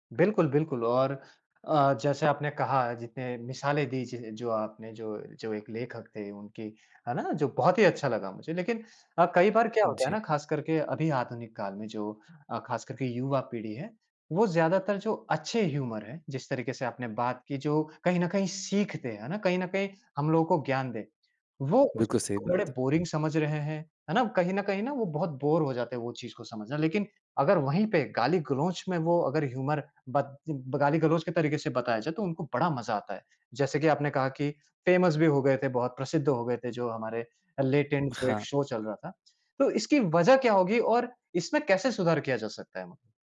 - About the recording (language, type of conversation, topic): Hindi, podcast, आप संवाद में हास्य का उपयोग कब और कैसे करते हैं?
- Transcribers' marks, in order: tapping; in English: "ह्यूमर"; in English: "बोरिंग"; in English: "बोर"; in English: "ह्यूमर"; in English: "फेमस"; in English: "शो"